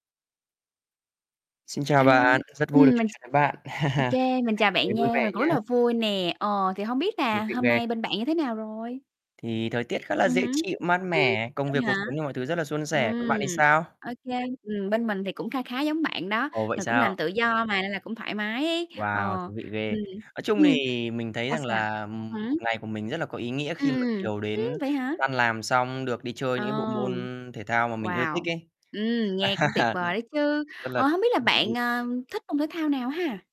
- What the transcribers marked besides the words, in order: distorted speech; chuckle; static; other background noise; tapping; chuckle
- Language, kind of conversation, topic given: Vietnamese, unstructured, Môn thể thao nào khiến bạn cảm thấy vui nhất?